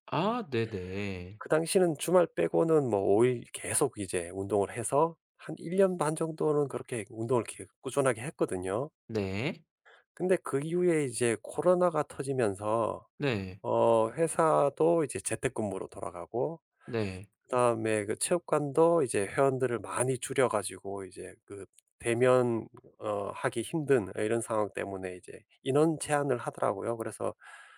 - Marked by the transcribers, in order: tapping
- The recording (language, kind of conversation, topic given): Korean, advice, 바쁜 일정 때문에 규칙적으로 운동하지 못하는 상황을 어떻게 설명하시겠어요?